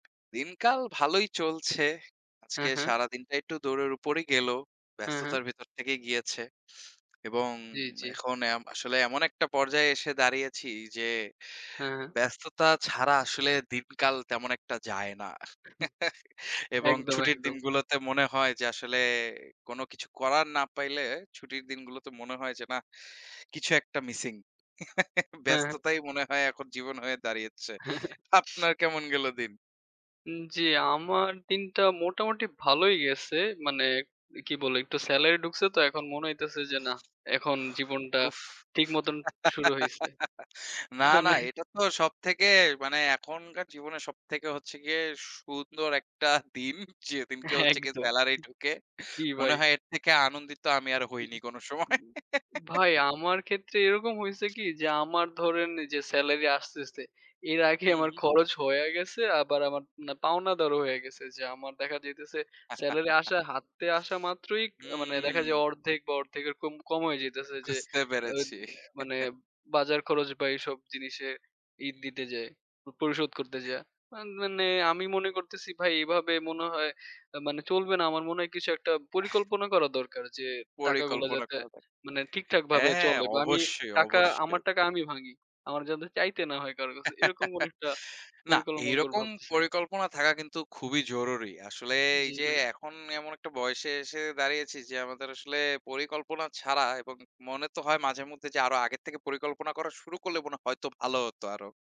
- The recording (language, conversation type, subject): Bengali, unstructured, টাকা নিয়ে ভবিষ্যৎ পরিকল্পনা করা কেন গুরুত্বপূর্ণ?
- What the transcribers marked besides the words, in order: chuckle; chuckle; laughing while speaking: "ব্যস্ততাই মনে হয় এখন জীবন হয়ে দাঁড়িয়েছে। আপনার কেমন গেল দিন?"; chuckle; giggle; laughing while speaking: "মানে"; laughing while speaking: "সুন্দর একটা দিন। যেদিনকে হচ্ছে গিয়ে সেলারি ঢুকে"; laughing while speaking: "সময়"; giggle; chuckle; laughing while speaking: "বুঝতে পেরেছি"; chuckle; laugh